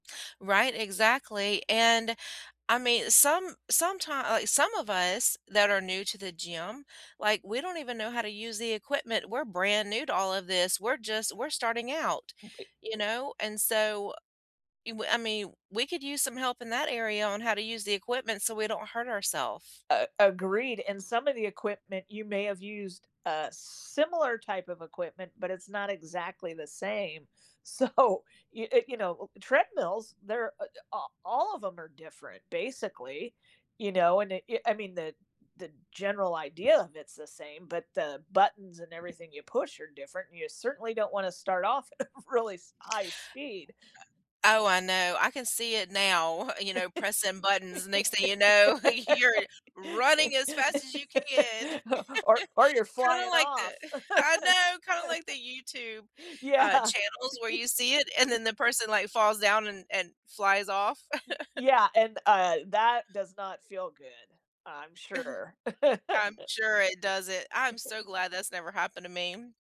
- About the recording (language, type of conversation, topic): English, unstructured, What do you think about how gyms treat newcomers?
- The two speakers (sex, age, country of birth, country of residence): female, 45-49, United States, United States; female, 65-69, United States, United States
- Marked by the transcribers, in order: unintelligible speech; laughing while speaking: "so"; other background noise; laughing while speaking: "of really s high speed"; chuckle; background speech; laugh; laughing while speaking: "you're"; laugh; chuckle; laugh; laughing while speaking: "Yeah"; laugh; chuckle; chuckle; laugh